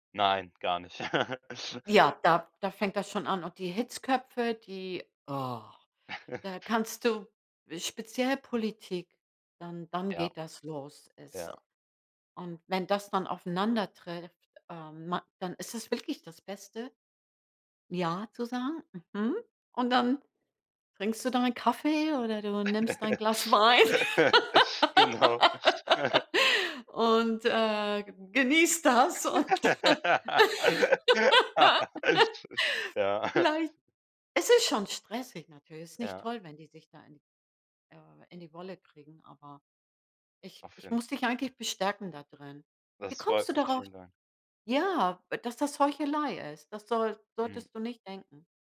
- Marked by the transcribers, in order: laugh; chuckle; groan; laugh; laughing while speaking: "Genau"; laughing while speaking: "Wein"; laugh; laugh; laughing while speaking: "vielleicht"; laugh; laughing while speaking: "Ja"; chuckle
- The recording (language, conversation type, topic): German, advice, Wie äußert sich deine Angst vor Ablehnung, wenn du ehrlich deine Meinung sagst?